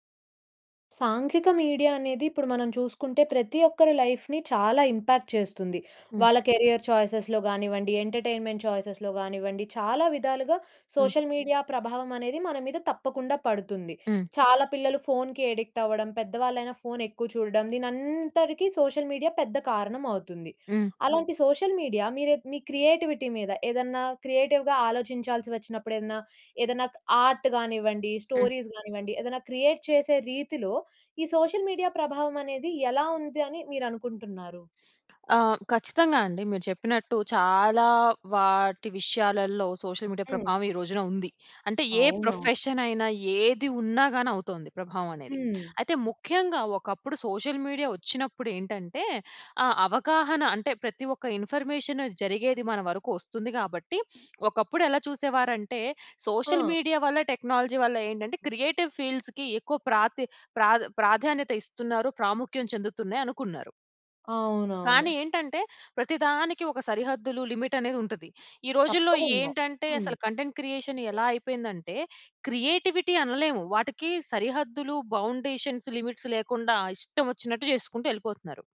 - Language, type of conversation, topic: Telugu, podcast, సామాజిక మీడియా ప్రభావం మీ సృజనాత్మకతపై ఎలా ఉంటుంది?
- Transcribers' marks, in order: in English: "మీడియా"; other background noise; in English: "లైఫ్‌ని"; in English: "ఇంపాక్ట్"; in English: "కెరియర్"; in English: "ఎంటర్‌టైన్‌మెంట్"; in English: "సోషల్ మీడియా"; in English: "అడిక్ట్"; in English: "సోషల్ మీడియా"; in English: "సోషల్ మీడియా"; in English: "క్రియేటివిటీ"; in English: "క్రియేటివ్‌గా"; in English: "ఆర్ట్"; in English: "స్టోరీస్"; in English: "క్రియేట్"; in English: "సోషల్ మీడియా"; in English: "సోషల్ మీడియా"; tapping; in English: "సోషల్ మీడియా"; in English: "ఇన్ఫర్మేషన్"; sniff; in English: "సోషల్ మీడియా"; in English: "టెక్నాలజీ"; in English: "క్రియేటివ్ ఫీల్డ్స్‌కి"; in English: "కంటెంట్ క్రియేషన్"; in English: "క్రియేటివిటీ"; in English: "బౌండేషన్స్, లిమిట్స్"